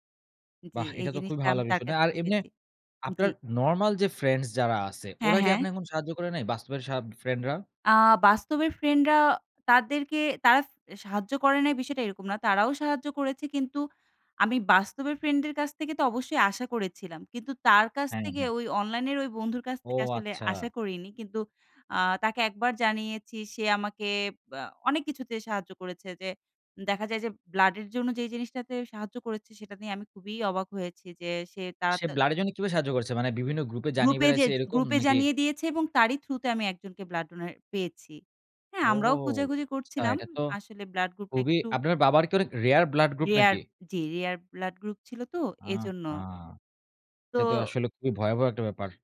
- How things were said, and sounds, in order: in English: "থ্রু"; drawn out: "ও আচ্ছা"
- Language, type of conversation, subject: Bengali, podcast, অনলাইনে তৈরি বন্ধুত্ব কি বাস্তবের মতো গভীর হতে পারে?